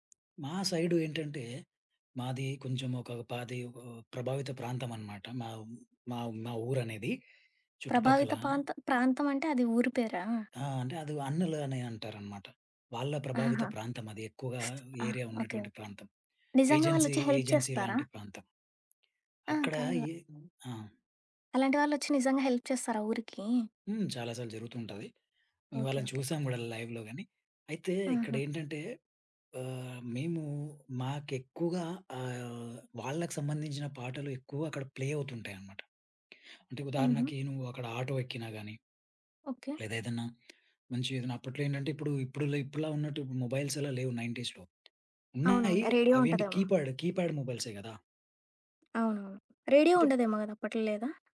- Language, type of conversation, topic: Telugu, podcast, ఏ సంగీతం వింటే మీరు ప్రపంచాన్ని మర్చిపోతారు?
- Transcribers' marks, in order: other background noise; in English: "ఏరియా"; in English: "హెల్ప్"; in English: "ఏజెన్సీ ఏజెన్సీ"; in English: "హెల్ప్"; in English: "లైవ్‌లో"; in English: "ప్లే"; in English: "మొబైల్స్"; in English: "నైన్‌టీస్‌లో"; tapping; in English: "కీప్యాడ్, కీప్యాడ్"